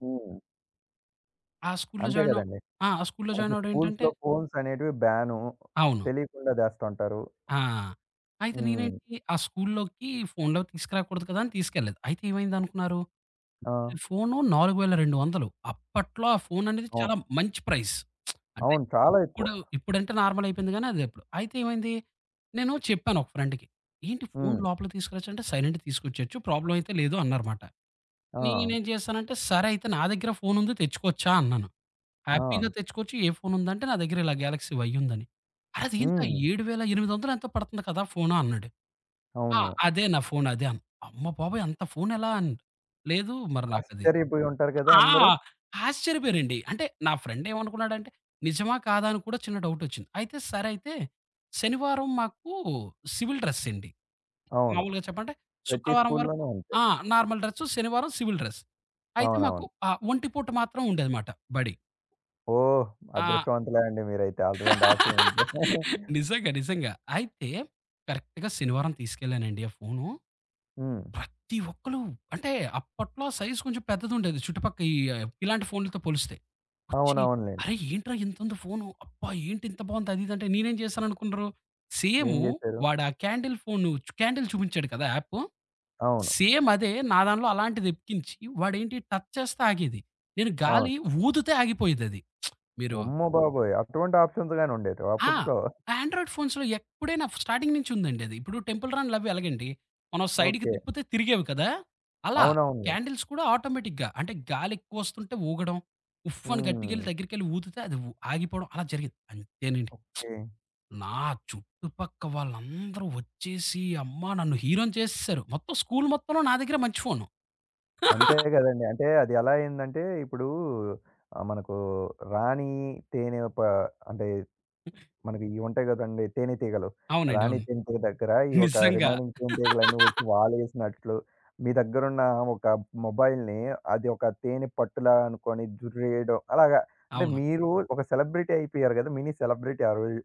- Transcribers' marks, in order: tapping; other background noise; in English: "ప్రైజ్"; lip smack; in English: "నార్మల్"; in English: "ఫ్రెండ్‌కి"; in English: "సైలెంట్‌గా"; in English: "ప్రాబ్లమ్"; in English: "హ్యాపీగా"; in English: "ఫ్రెండ్"; in English: "సివిల్ డ్రెస్"; in English: "నార్మల్"; in English: "సివిల్ డ్రెస్"; laugh; in English: "ఆప్షన్"; chuckle; in English: "కరెక్ట్‌గా"; in English: "సైజ్"; in English: "క్యాండిల్"; in English: "క్యాండిల్"; in English: "సేమ్"; in English: "టచ్"; lip smack; "అమ్మ" said as "ఉమ్మ"; in English: "ఆప్షన్స్"; in English: "ఆండ్రాయిడ్ ఫోన్స్‌లో"; in English: "స్టార్టింగ్"; in English: "టెంపుల్"; in English: "సైడ్‌కి"; in English: "క్యాండిల్స్"; in English: "ఆటోమేటిక్‌గా"; lip smack; laugh; in English: "రిమెయినింగ్"; laugh; in English: "మొబైల్‌ని"; in English: "సెలబ్రిటీ"; in English: "మినీ సెలబ్రిటీ"
- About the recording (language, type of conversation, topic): Telugu, podcast, మీ తొలి స్మార్ట్‌ఫోన్ మీ జీవితాన్ని ఎలా మార్చింది?